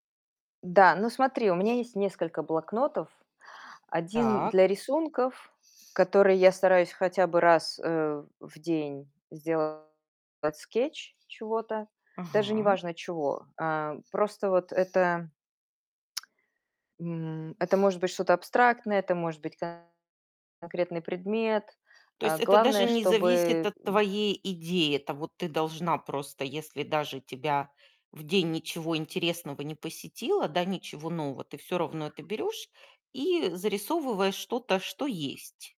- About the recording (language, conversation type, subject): Russian, podcast, Как вы вырабатываете привычку регулярно заниматься творчеством?
- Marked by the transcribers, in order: other background noise; distorted speech; tapping; other noise